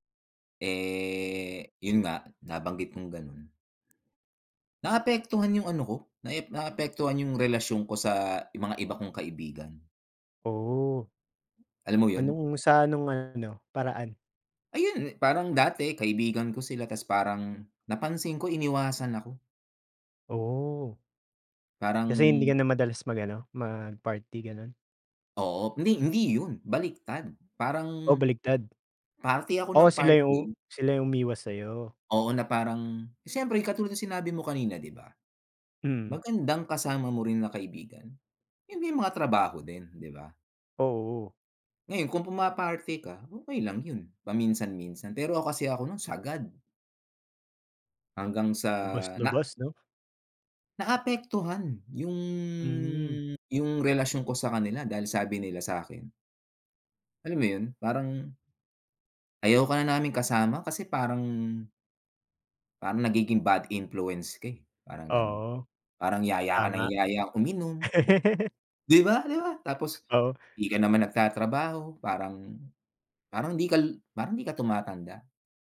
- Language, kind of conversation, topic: Filipino, unstructured, Paano mo binabalanse ang oras para sa trabaho at oras para sa mga kaibigan?
- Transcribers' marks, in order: drawn out: "Eh"; other background noise; in English: "bad influence"; laugh